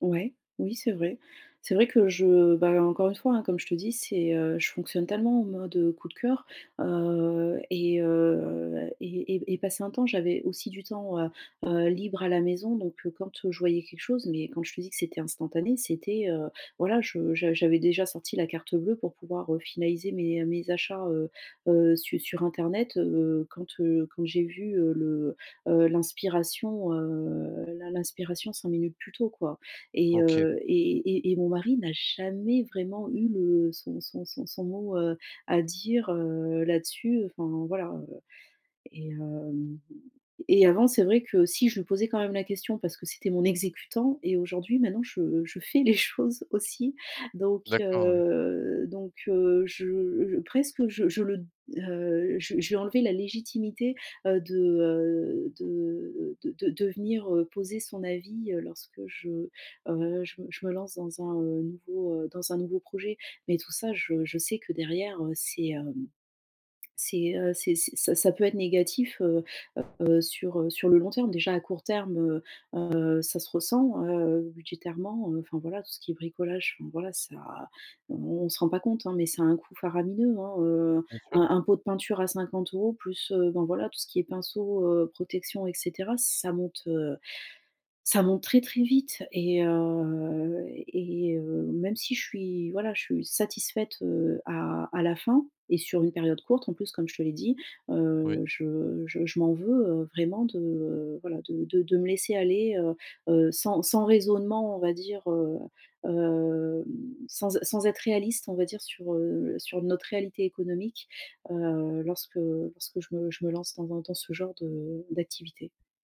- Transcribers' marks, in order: other background noise; stressed: "jamais"; laughing while speaking: "fais les choses"; tapping; drawn out: "heu"
- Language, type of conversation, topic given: French, advice, Comment reconnaître les situations qui déclenchent mes envies et éviter qu’elles prennent le dessus ?